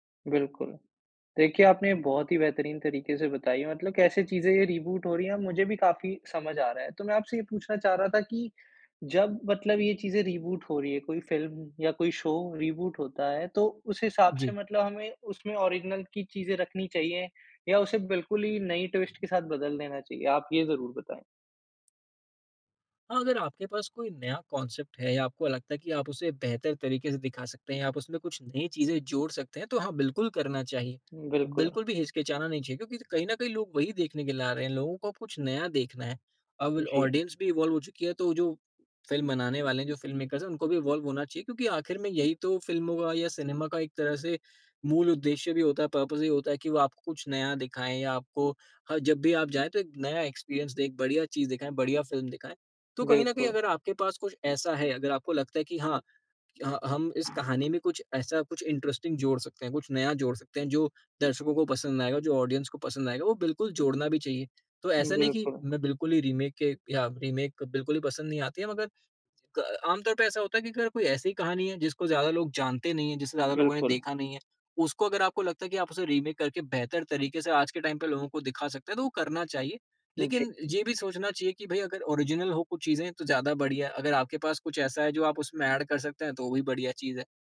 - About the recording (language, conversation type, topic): Hindi, podcast, नॉस्टैल्जिया ट्रेंड्स और रीबूट्स पर तुम्हारी क्या राय है?
- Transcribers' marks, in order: in English: "रिबूट"; in English: "रिबूट"; in English: "शो रिबूट"; in English: "ओरिज़िनल"; in English: "ट्विस्ट"; in English: "कॉन्सेप्ट"; in English: "ऑडियंस"; in English: "इवॉल्व"; in English: "मेकर्स"; in English: "इवॉल्व"; in English: "पर्पस"; in English: "एक्सपीरियंस"; other background noise; in English: "इंटरेस्टिंग"; in English: "ऑडियंस"; in English: "रीमेक"; in English: "रीमेक"; in English: "रीमेक"; in English: "टाइम"; in English: "ओरिज़िनल"; in English: "ऐड"